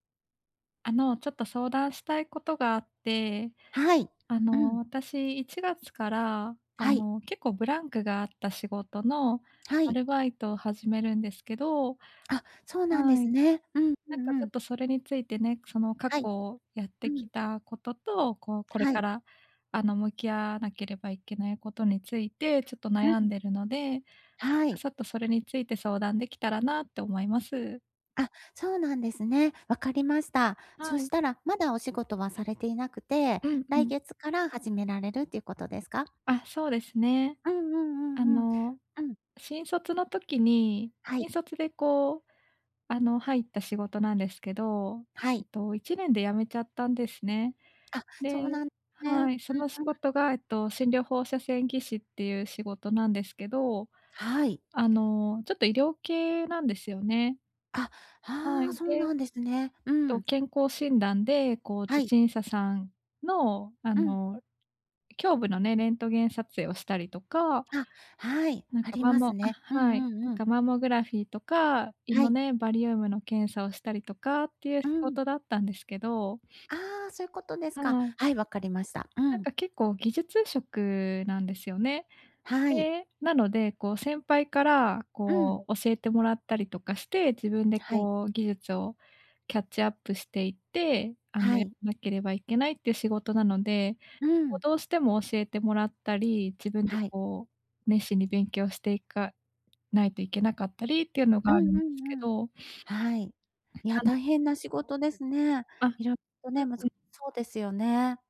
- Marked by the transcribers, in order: unintelligible speech; other background noise; unintelligible speech
- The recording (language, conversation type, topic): Japanese, advice, どうすれば批判を成長の機会に変える習慣を身につけられますか？